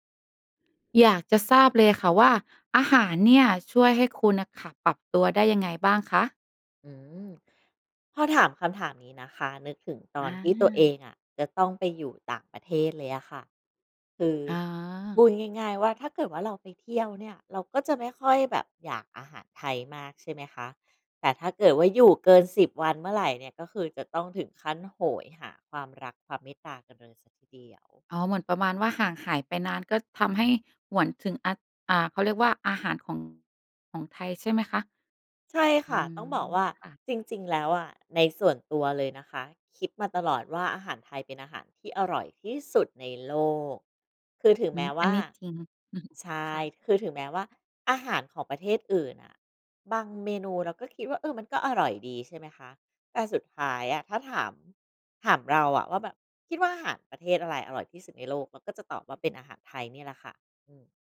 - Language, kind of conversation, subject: Thai, podcast, อาหารช่วยให้คุณปรับตัวได้อย่างไร?
- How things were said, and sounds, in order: chuckle